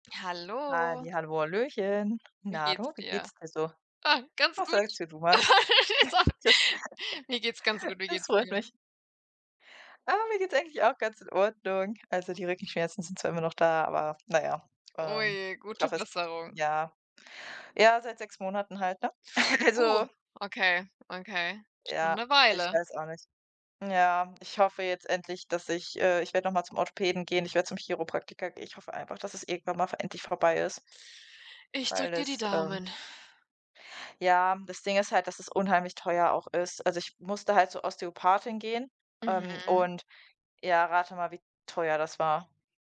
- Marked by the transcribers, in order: laugh; tapping; laughing while speaking: "So"; chuckle; chuckle
- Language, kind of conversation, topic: German, unstructured, Warum ist Budgetieren wichtig?